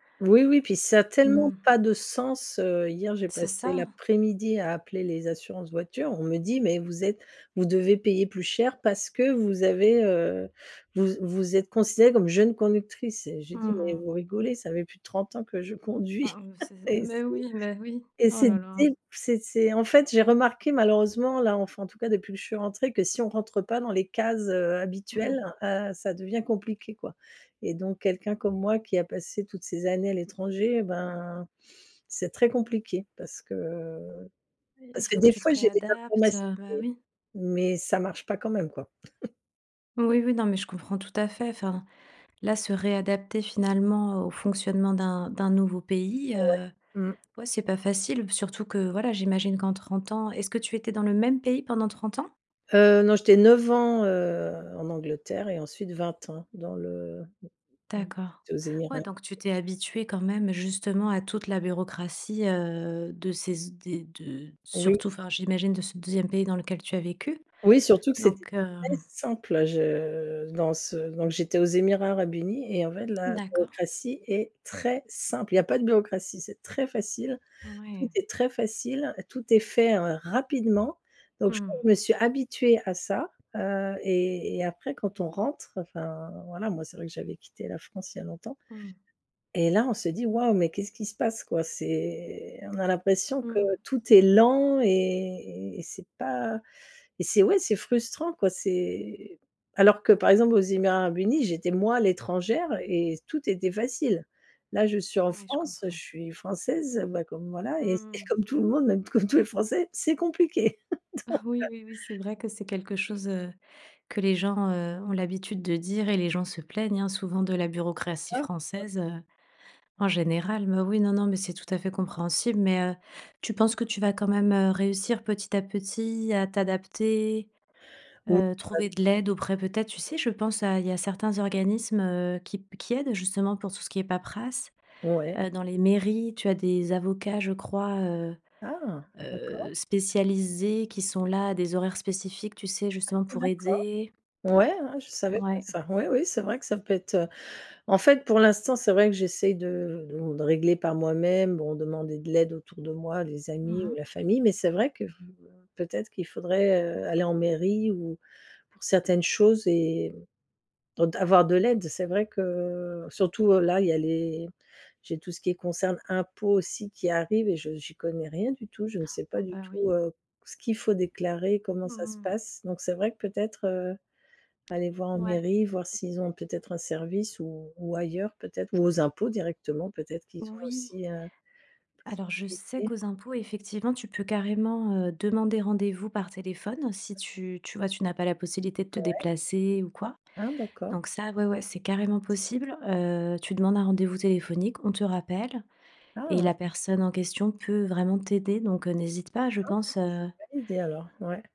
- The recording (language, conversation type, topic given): French, advice, Comment décririez-vous votre frustration face à la paperasserie et aux démarches administratives ?
- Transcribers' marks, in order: other background noise; chuckle; tapping; chuckle; unintelligible speech; stressed: "très"; stressed: "très"; drawn out: "C'est"; laughing while speaking: "comme"; chuckle; laughing while speaking: "Donc, heu"; chuckle; unintelligible speech